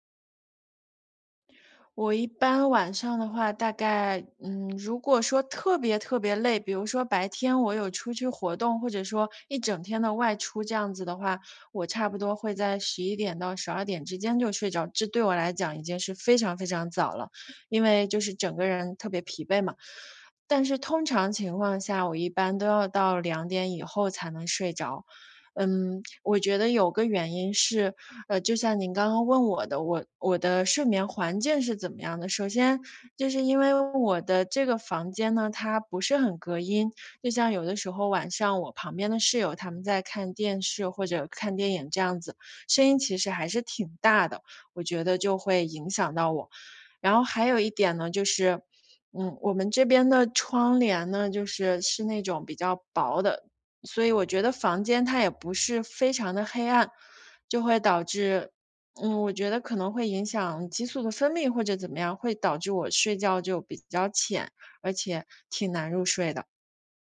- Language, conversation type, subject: Chinese, advice, 你能描述一下最近持续出现、却说不清原因的焦虑感吗？
- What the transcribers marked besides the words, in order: none